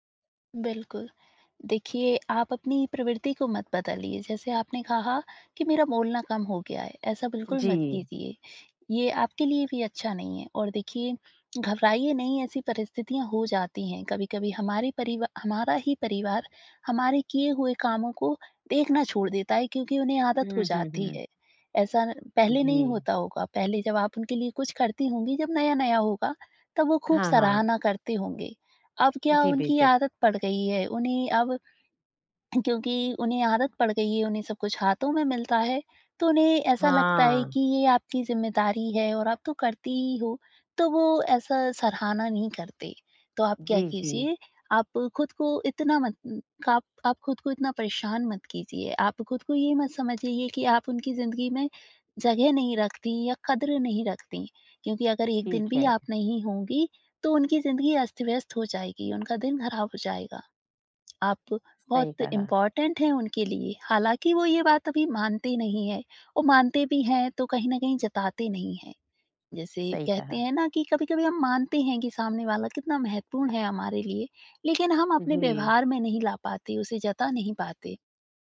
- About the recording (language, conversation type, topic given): Hindi, advice, जब प्रगति बहुत धीमी लगे, तो मैं प्रेरित कैसे रहूँ और चोट से कैसे बचूँ?
- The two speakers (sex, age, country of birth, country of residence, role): female, 20-24, India, India, advisor; female, 50-54, India, India, user
- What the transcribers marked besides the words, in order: other background noise; in English: "इम्पोर्टेंट"